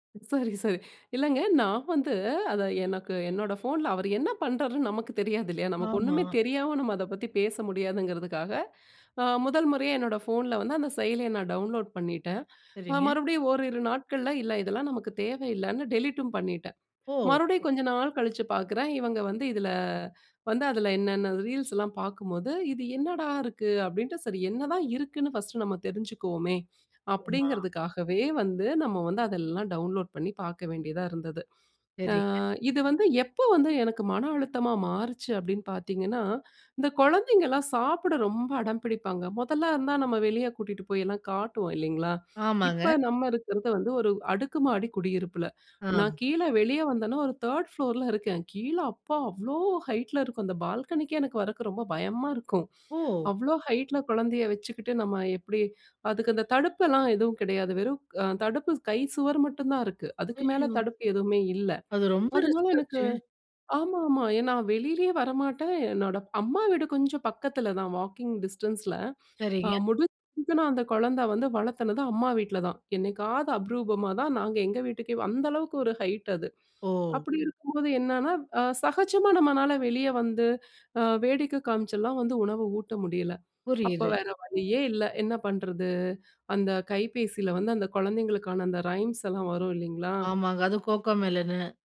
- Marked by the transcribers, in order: chuckle; horn; in English: "டவுன்லோட்"; in English: "டெலீட்ம்"; in English: "டவுன்லோட்"; in English: "திர்ட் ஃப்ளோர்ல"; surprised: "கீழே அப்பா அவ்ளோ ஹைட்ல இருக்கும் அந்த பால்கனிக்கே எனக்கு வரக்கு ரொம்ப பயமா இருக்கும்"; afraid: "ஐயோ"; afraid: "அது ரொம்ப ரிஸ்க் ஆச்சே"; in English: "வாக்கிங் டிஸ்டன்ஸ்ல"; "அபூர்வமா" said as "அபரூபமா"; in English: "ரைம்ஸ்"
- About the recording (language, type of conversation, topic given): Tamil, podcast, தொலைபேசி பயன்பாடும் சமூக வலைதளப் பயன்பாடும் மனஅழுத்தத்தை அதிகரிக்கிறதா, அதை நீங்கள் எப்படி கையாள்கிறீர்கள்?